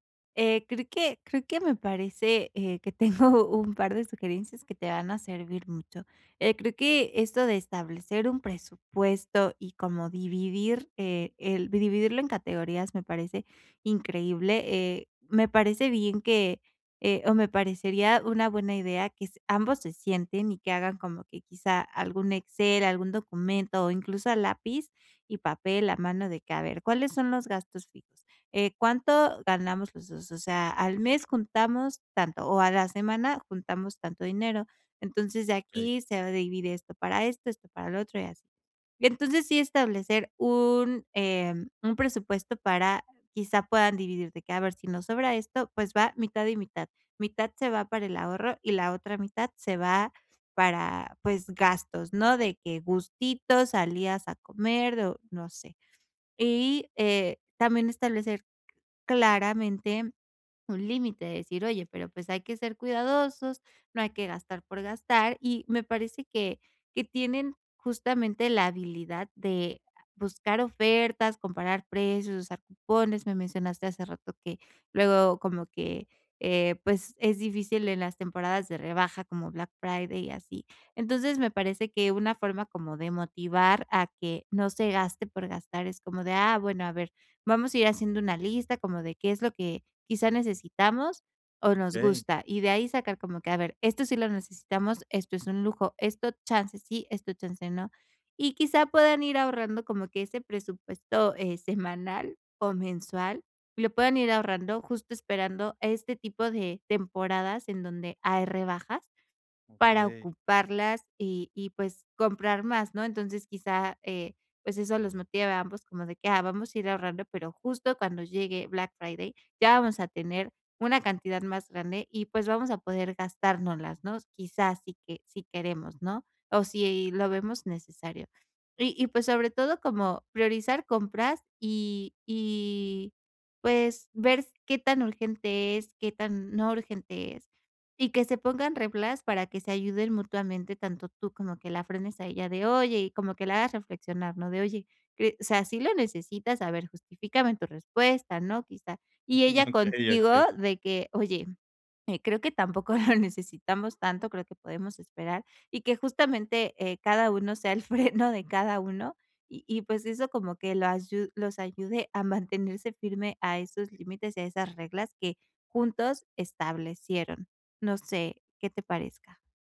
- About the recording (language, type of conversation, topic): Spanish, advice, ¿Cómo puedo comprar lo que necesito sin salirme de mi presupuesto?
- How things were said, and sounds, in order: laughing while speaking: "tengo"; tapping; laughing while speaking: "Okey, okey"; laughing while speaking: "lo"; laughing while speaking: "freno"